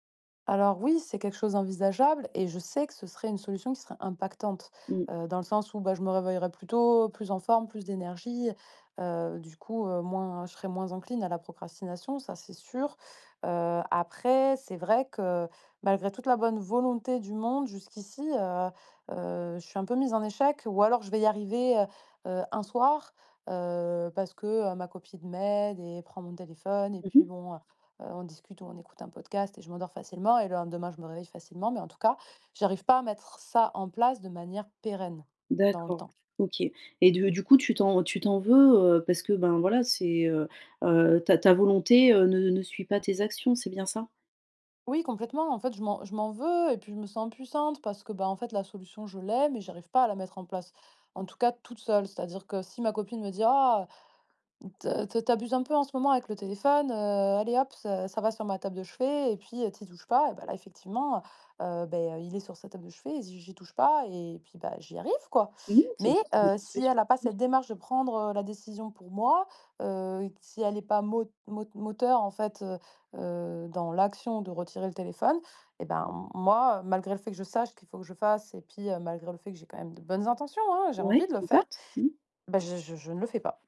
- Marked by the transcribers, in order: stressed: "pérenne"
- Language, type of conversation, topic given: French, advice, Pourquoi est-ce que je procrastine malgré de bonnes intentions et comment puis-je rester motivé sur le long terme ?